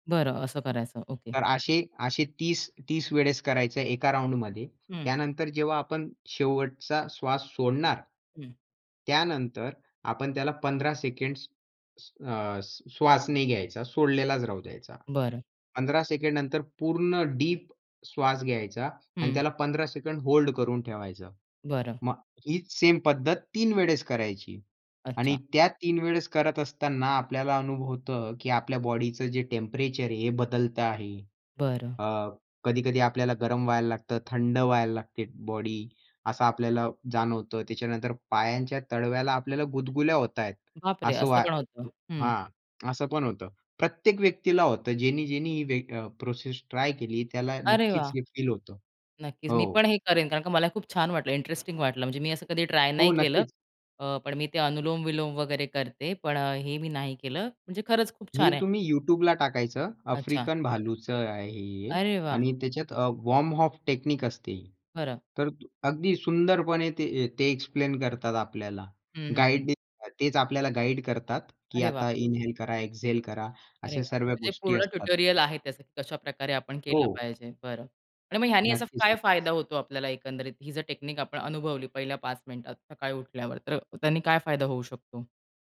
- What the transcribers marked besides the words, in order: tapping; in English: "टेम्परेचर"; other background noise; in English: "वॉर्म ऑफ टेक्निक"; "अप" said as "ऑफ"; in English: "एक्सप्लेन"; horn; in English: "ट्युटोरियल"; in English: "टेक्निक"
- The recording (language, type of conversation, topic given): Marathi, podcast, सकाळी उठल्यावर तुमचे पहिले पाच मिनिटे कशात जातात?